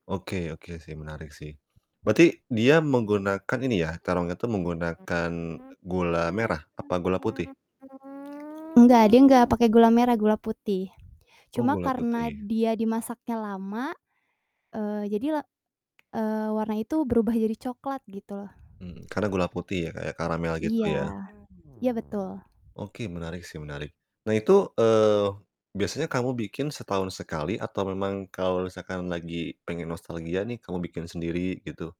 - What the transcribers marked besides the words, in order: tapping; mechanical hum
- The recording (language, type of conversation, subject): Indonesian, podcast, Apa makanan favoritmu saat masih kecil, dan kenapa kamu menyukainya?